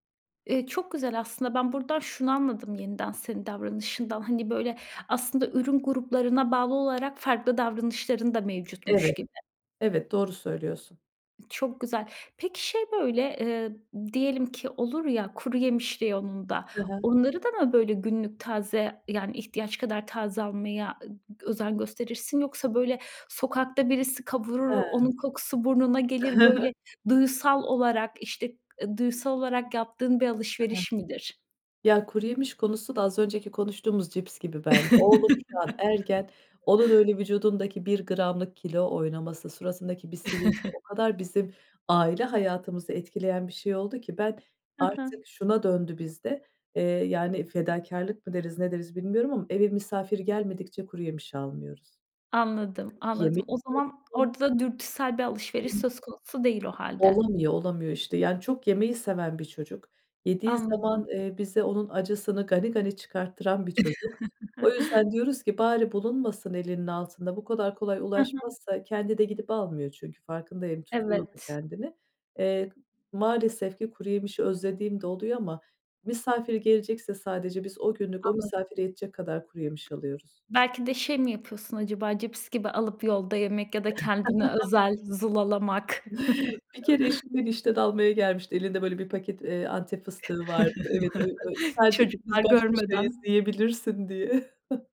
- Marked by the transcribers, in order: other background noise; laughing while speaking: "I hı, hı"; tapping; chuckle; chuckle; unintelligible speech; unintelligible speech; chuckle; laugh; chuckle; chuckle; chuckle
- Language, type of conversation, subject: Turkish, podcast, Markette alışveriş yaparken nelere dikkat ediyorsun?